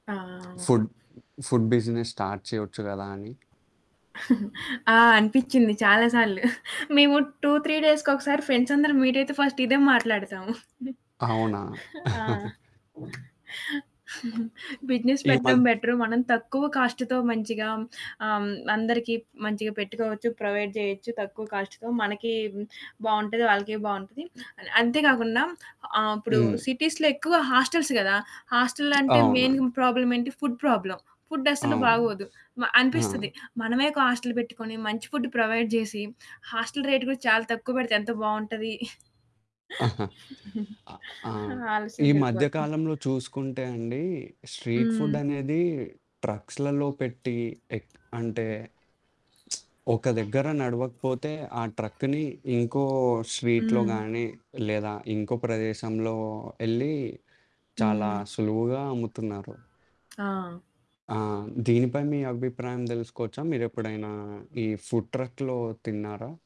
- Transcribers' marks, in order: other background noise; in English: "ఫుడ్ ఫుడ్ బిజినెస్ స్టార్ట్"; chuckle; in English: "టు త్రీ డేస్‌కొకసారి"; in English: "మీట్"; in English: "ఫస్ట్"; giggle; in English: "బిజినెస్"; chuckle; in English: "కాస్ట్‌తో"; in English: "ప్రొవైడ్"; in English: "కాస్ట్‌తో"; in English: "సిటీస్‌లో"; in English: "హాస్టెల్స్"; static; in English: "మెయిన్ ప్రాబ్లమ్"; in English: "ఫుడ్ ప్రాబ్లమ్. ఫుడ్"; in English: "హాస్టల్"; in English: "ఫుడ్ ప్రొవైడ్"; in English: "హాస్టల్ రేట్"; chuckle; distorted speech; in English: "స్ట్రీట్ ఫుడ్"; other street noise; in English: "ట్రక్‌ని"; in English: "స్ట్రీట్‌లో"; tapping; in English: "ఫుడ్ ట్రక్‌లో"
- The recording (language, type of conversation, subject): Telugu, podcast, మీకు ఇష్టమైన వీధి ఆహారం గురించి చెప్పగలరా?